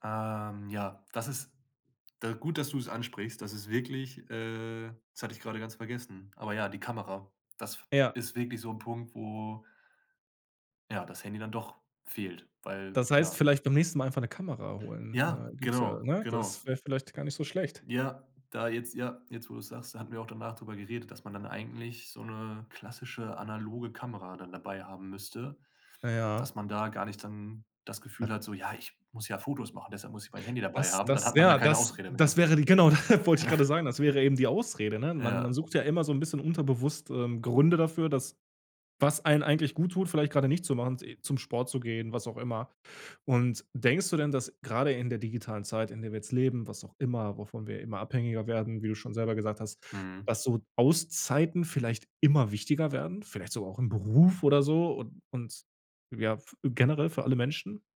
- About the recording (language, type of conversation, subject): German, podcast, Wie wichtig ist dir eine digitale Auszeit?
- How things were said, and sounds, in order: other noise; other background noise; chuckle; laughing while speaking: "wollte"; chuckle; stressed: "immer"